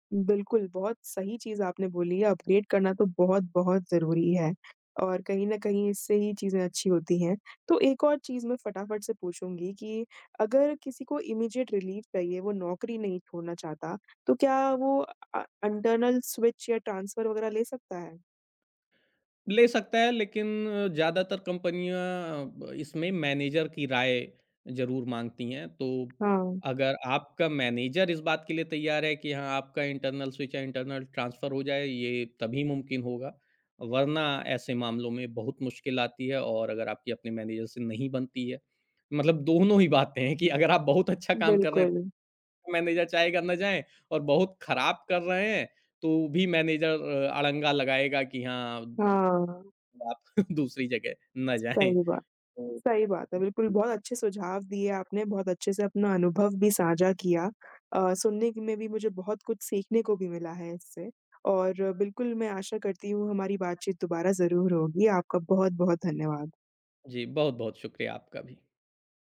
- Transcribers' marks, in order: in English: "अपडेट"; in English: "इमीडिएट रिलीफ़"; in English: "इंटर्नल स्विच"; in English: "ट्रांसफ़र"; in English: "मैनेजर"; tapping; in English: "मैनेजर"; in English: "इंटर्नल स्विच"; in English: "इंटर्नल ट्रांसफ़र"; in English: "मैनेजर"; laughing while speaking: "अच्छा"; in English: "मैनेजर"; in English: "मैनेजर"; chuckle; laughing while speaking: "जाएँ"
- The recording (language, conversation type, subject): Hindi, podcast, नौकरी छोड़ने का सही समय आप कैसे पहचानते हैं?